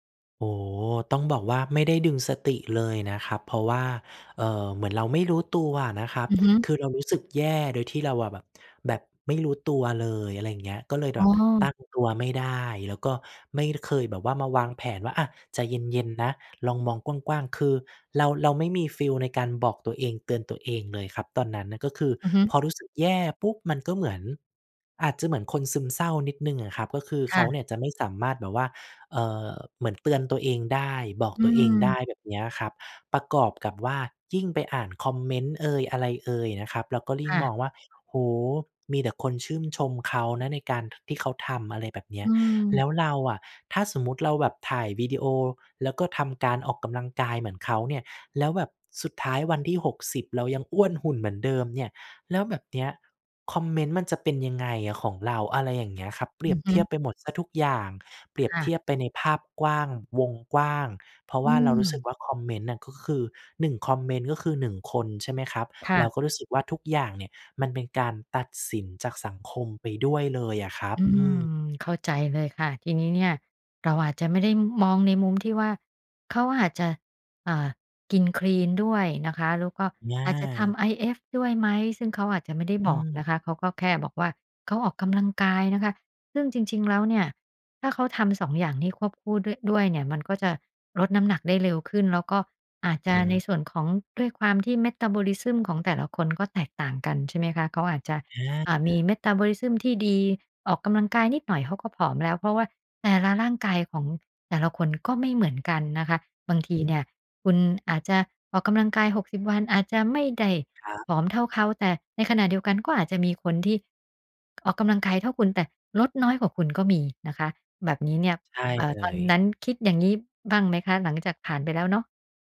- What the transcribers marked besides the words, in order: other noise; "ยิ่ง" said as "ลิ่ง"; tapping; "ชื่น" said as "ชื่ม"; other background noise
- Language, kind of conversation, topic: Thai, podcast, โซเชียลมีเดียส่งผลต่อความมั่นใจของเราอย่างไร?